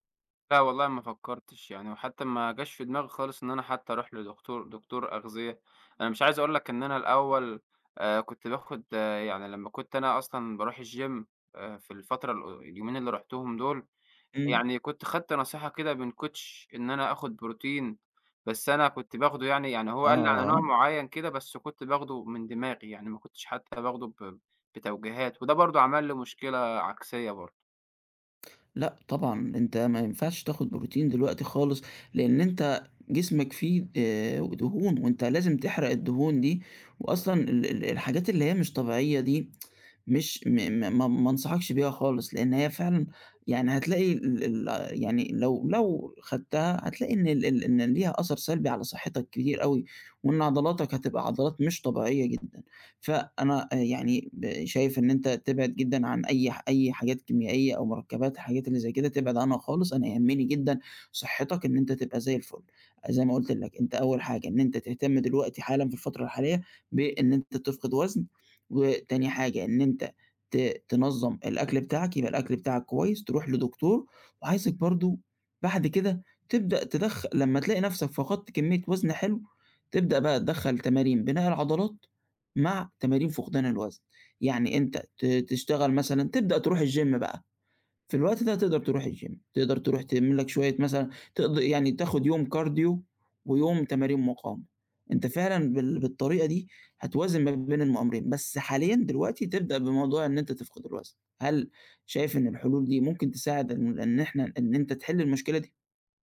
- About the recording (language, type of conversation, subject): Arabic, advice, إزاي أوازن بين تمرين بناء العضلات وخسارة الوزن؟
- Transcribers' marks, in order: in English: "الGym"; in English: "Coach"; tapping; in English: "الGym"; in English: "الGym"; in English: "كارديو"